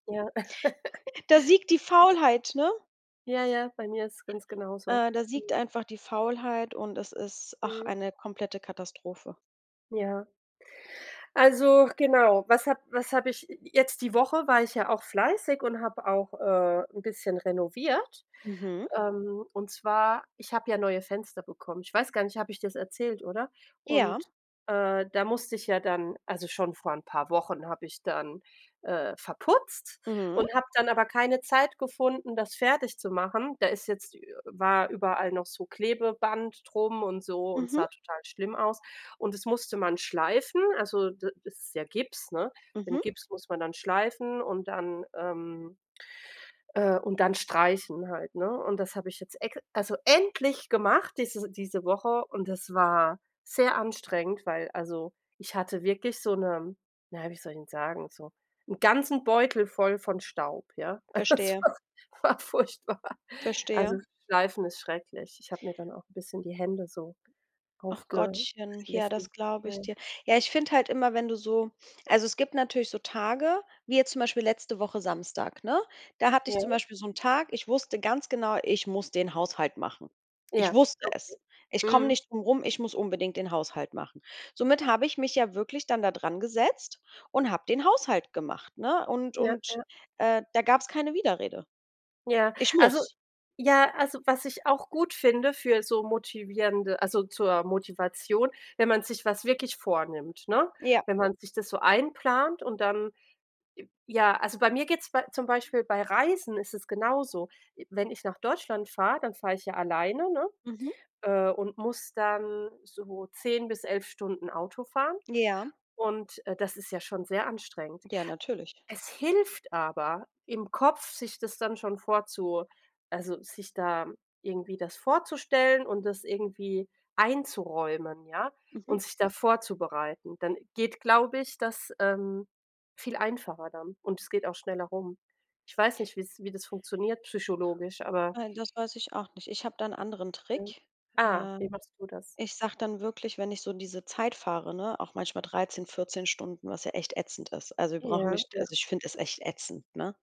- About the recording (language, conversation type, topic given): German, unstructured, Wie organisierst du deinen Tag, damit du alles schaffst?
- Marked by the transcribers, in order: laugh; stressed: "endlich"; laughing while speaking: "Es war s war furchtbar"; put-on voice: "Ich muss den Haushalt machen"